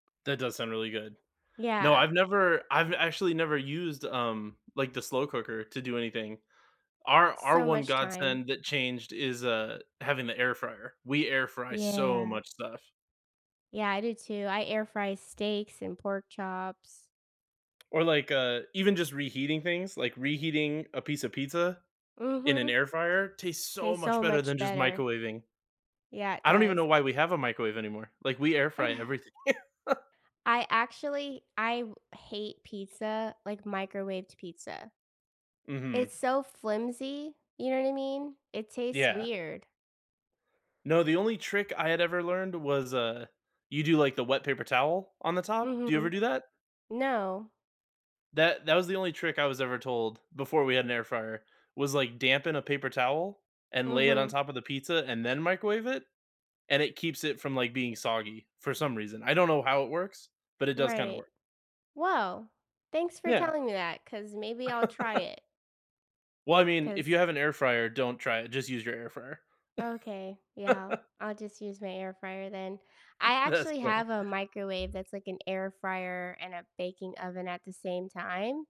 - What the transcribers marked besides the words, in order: stressed: "so"; laugh; laugh; laugh; chuckle; other background noise
- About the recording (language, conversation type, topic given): English, unstructured, How do your habits around cooking at home or dining out reflect your lifestyle and values?